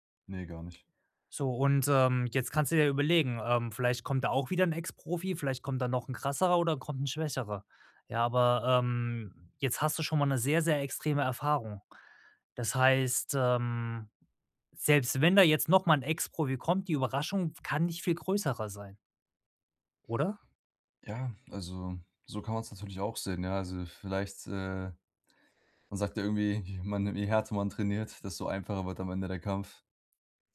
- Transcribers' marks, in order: "größer" said as "größerer"
- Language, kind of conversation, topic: German, advice, Wie kann ich nach einem Rückschlag meine Motivation wiederfinden?